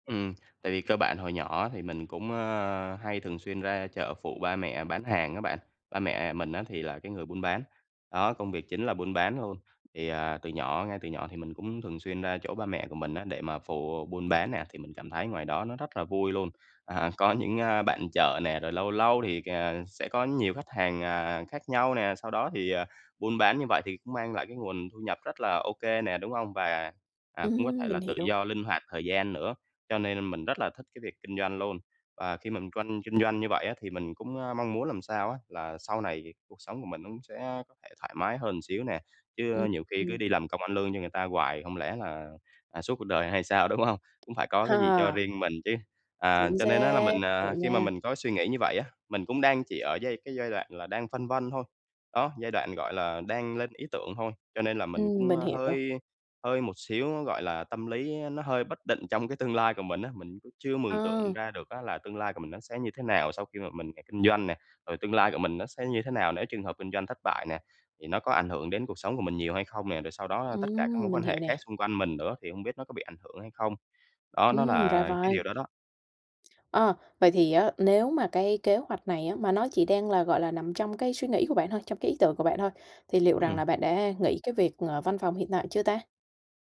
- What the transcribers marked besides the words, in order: tapping; "một" said as "ờn"; laughing while speaking: "đúng hông?"; other background noise
- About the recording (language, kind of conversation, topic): Vietnamese, advice, Làm sao tôi có thể chuẩn bị tâm lý khi tương lai bất định?